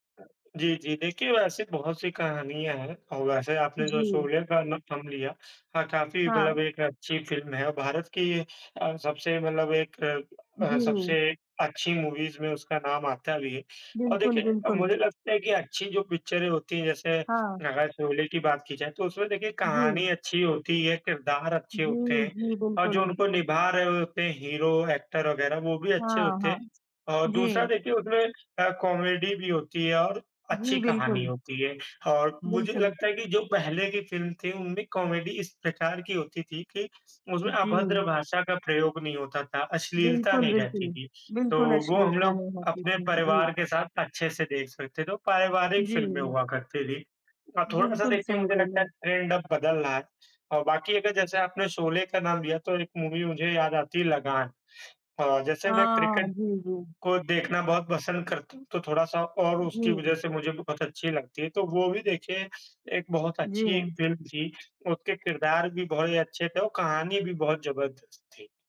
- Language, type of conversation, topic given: Hindi, unstructured, आपको कौन-सी फिल्में हमेशा याद रहती हैं और क्यों?
- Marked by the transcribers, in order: tapping; in English: "मूवीज़"; in English: "एक्टर"; in English: "ट्रेंड"; in English: "मूवी"